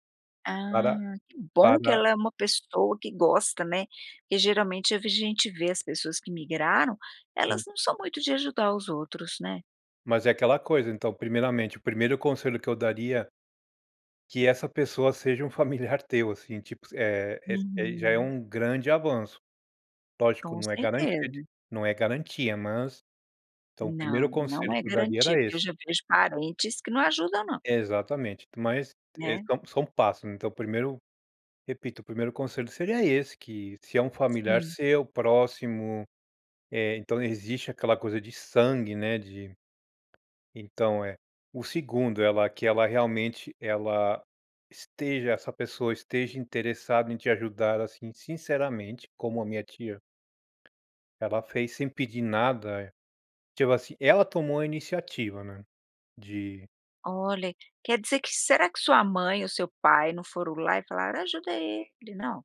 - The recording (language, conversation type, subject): Portuguese, podcast, Que conselhos você daria a quem está procurando um bom mentor?
- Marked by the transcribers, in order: tapping; other background noise